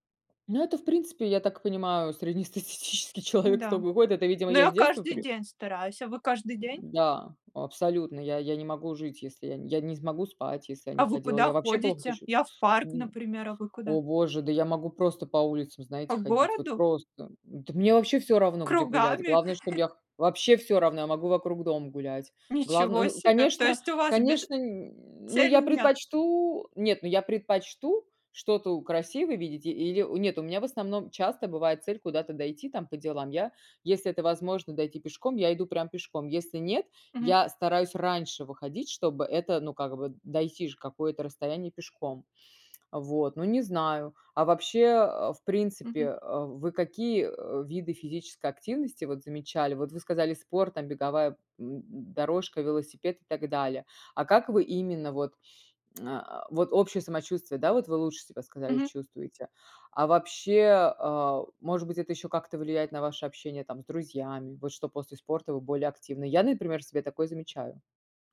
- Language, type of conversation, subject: Russian, unstructured, Как спорт влияет на наше настроение и общее самочувствие?
- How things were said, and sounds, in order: laughing while speaking: "среднестатистический человек столько ходит"; other background noise; grunt; tapping; grunt; chuckle; grunt